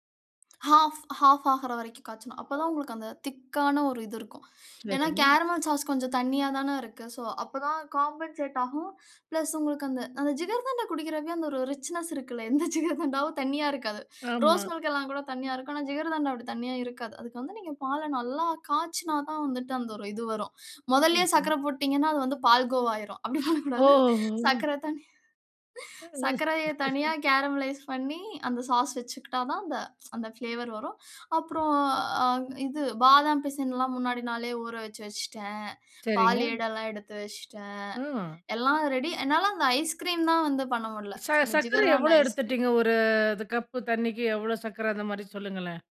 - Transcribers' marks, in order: in English: "ஹாஃப், ஹாஃப்"; other background noise; in English: "கேரமல் சாஸ்"; in English: "காம்பன்சேட்"; in English: "பிளஸ்"; in English: "ரிச்னெஸ்"; chuckle; unintelligible speech; laughing while speaking: "பால் கோவாகிரும். அப்டி பண்ணக்கூடாது. சர்க்கரை தண்ணி சர்க்கரையை தனியா கேரமலைஸ் பண்ணி"; unintelligible speech; laugh; in English: "கேரமலைஸ்"; tsk; in English: "பிளேவர்"; tsk
- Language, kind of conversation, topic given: Tamil, podcast, சமையல் அல்லது அடுப்பில் சுட்டுப் பொரியல் செய்வதை மீண்டும் ஒரு பொழுதுபோக்காகத் தொடங்க வேண்டும் என்று உங்களுக்கு எப்படி எண்ணம் வந்தது?